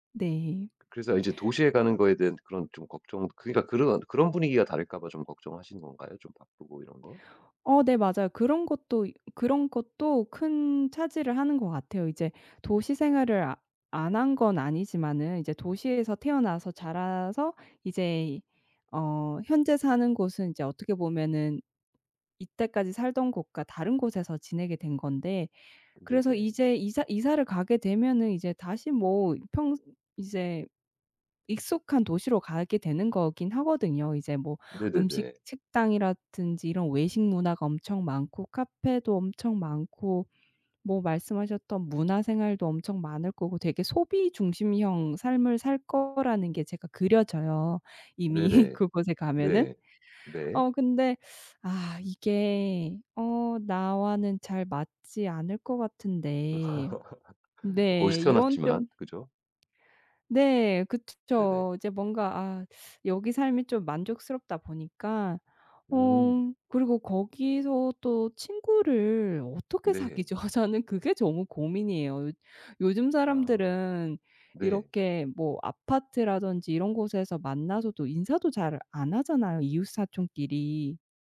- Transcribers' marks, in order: tapping; laughing while speaking: "이미"; laugh; laughing while speaking: "사귀죠?"; "너무" said as "저무"
- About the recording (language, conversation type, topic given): Korean, advice, 새 도시로 이사하면 잘 적응할 수 있을지, 외로워지지는 않을지 걱정될 때 어떻게 하면 좋을까요?